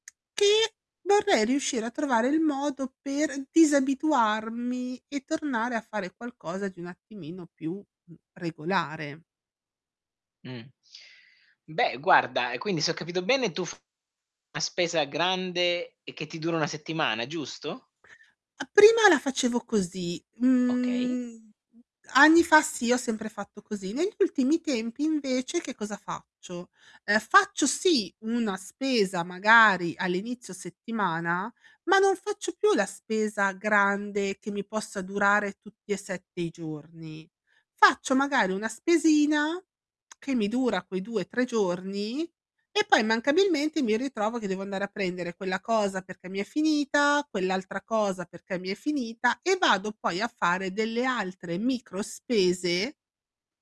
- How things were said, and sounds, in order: distorted speech; drawn out: "Mhmm"; tapping; tongue click
- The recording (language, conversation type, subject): Italian, advice, Come posso fare la spesa in modo intelligente con un budget molto limitato?